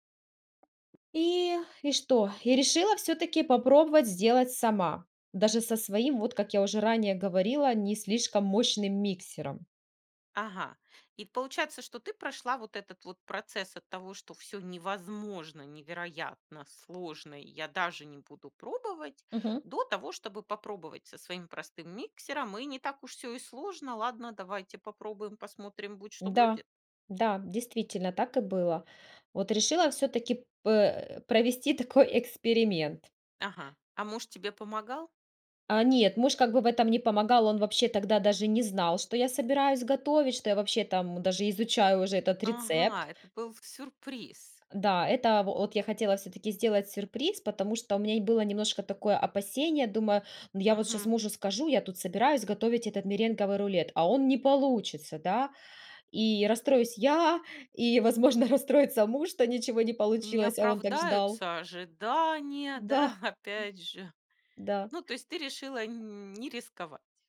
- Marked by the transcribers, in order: other background noise
- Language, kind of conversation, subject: Russian, podcast, Какое у вас самое тёплое кулинарное воспоминание?